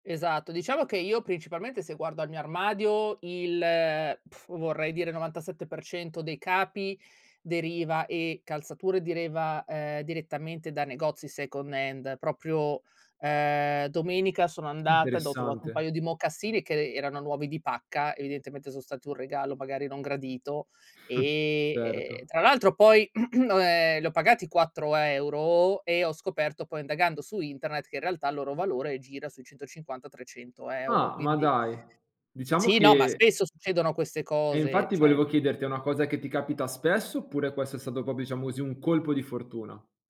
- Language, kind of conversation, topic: Italian, podcast, La sostenibilità conta nelle tue scelte d’abbigliamento?
- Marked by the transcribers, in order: lip trill; "deriva" said as "direva"; in English: "second hand"; other background noise; chuckle; throat clearing